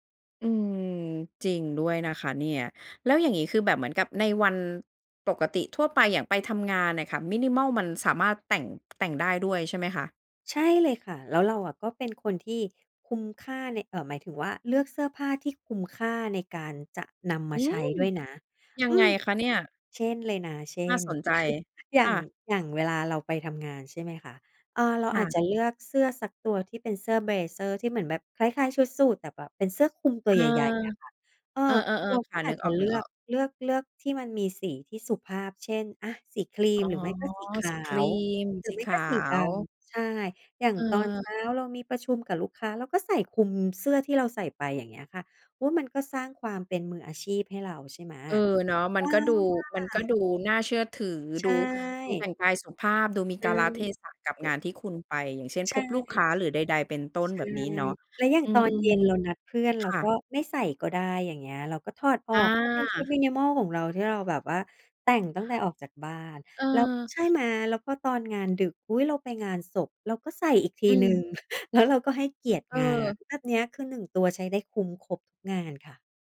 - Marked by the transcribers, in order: surprised: "อืม"; chuckle; in English: "เบลเซอร์"; chuckle
- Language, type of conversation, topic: Thai, podcast, คุณคิดว่าเราควรแต่งตัวตามกระแสแฟชั่นหรือยึดสไตล์ของตัวเองมากกว่ากัน?